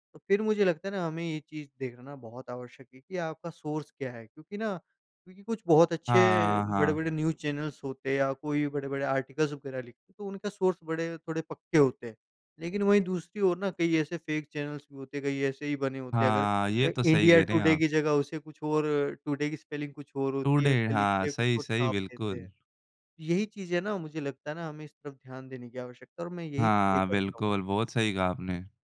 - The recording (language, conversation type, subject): Hindi, podcast, ऑनलाइन खबरें और जानकारी पढ़ते समय आप सच को कैसे परखते हैं?
- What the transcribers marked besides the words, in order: tapping; in English: "सोर्स"; in English: "न्यूज़ चैनल्स"; in English: "आर्टिकल्स"; in English: "सोर्स"; in English: "फेक चैनल्स"; in English: "टुडे"; in English: "स्पेलिंग"; in English: "टुडे"